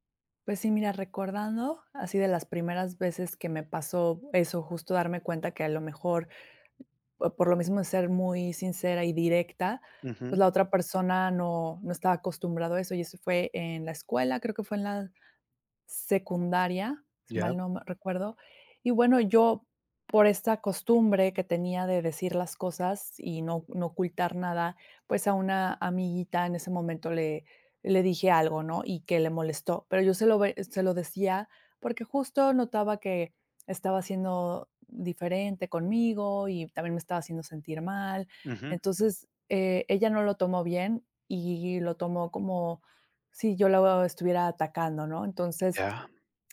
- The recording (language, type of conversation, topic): Spanish, podcast, Qué haces cuando alguien reacciona mal a tu sinceridad
- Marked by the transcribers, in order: other background noise